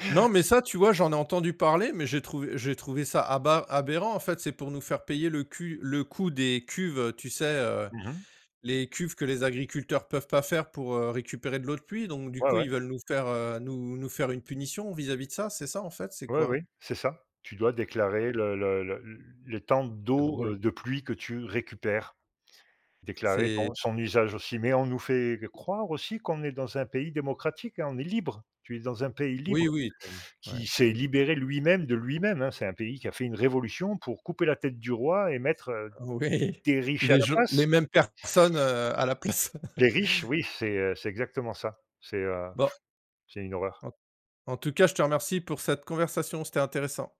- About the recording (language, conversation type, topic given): French, unstructured, Comment décrirais-tu le rôle du gouvernement dans la vie quotidienne ?
- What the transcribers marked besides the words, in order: unintelligible speech; laughing while speaking: "Oui"; chuckle; other noise